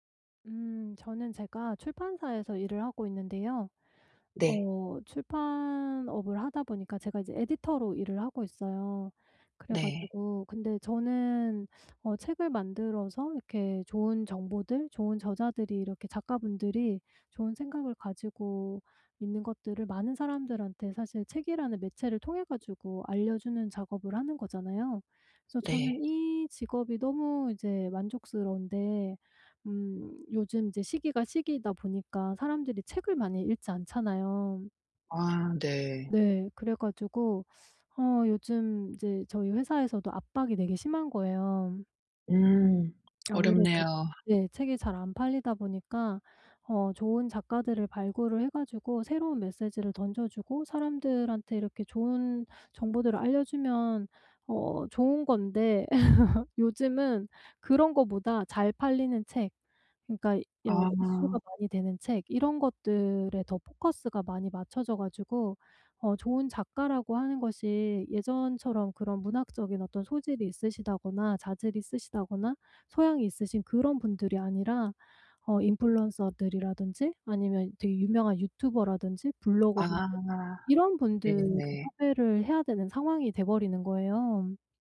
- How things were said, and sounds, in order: teeth sucking; other background noise; tapping; teeth sucking; laugh
- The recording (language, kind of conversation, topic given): Korean, advice, 내 직업이 내 개인적 가치와 정말 잘 맞는지 어떻게 알 수 있을까요?